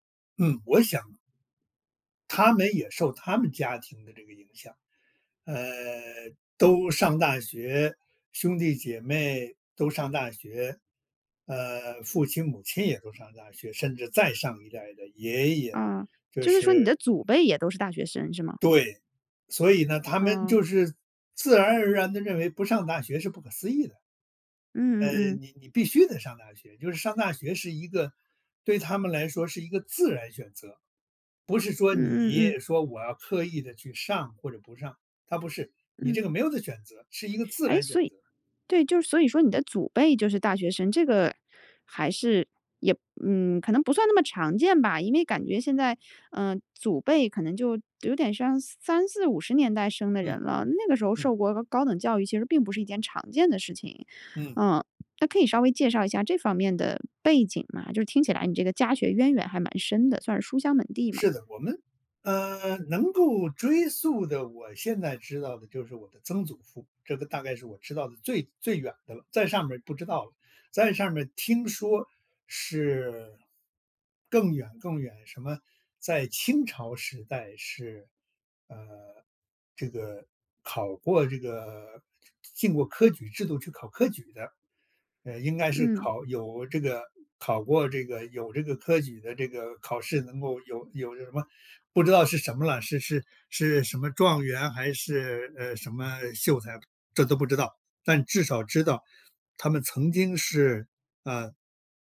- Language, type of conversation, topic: Chinese, podcast, 家人对你的学习有哪些影响？
- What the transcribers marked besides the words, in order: none